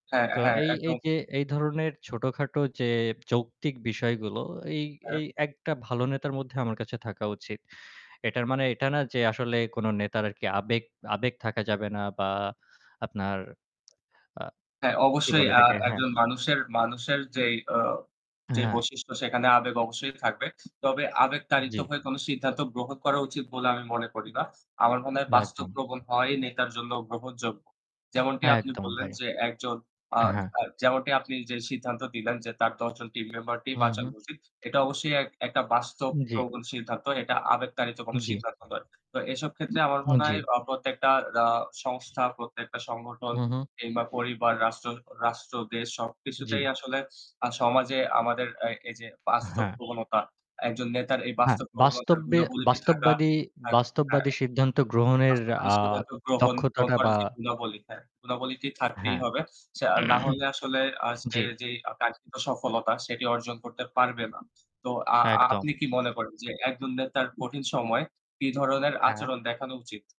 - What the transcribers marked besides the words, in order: static; tapping; other noise; other background noise; wind; horn; throat clearing
- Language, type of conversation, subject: Bengali, unstructured, আপনি কীভাবে একজন ভালো নেতার গুণাবলি বর্ণনা করবেন?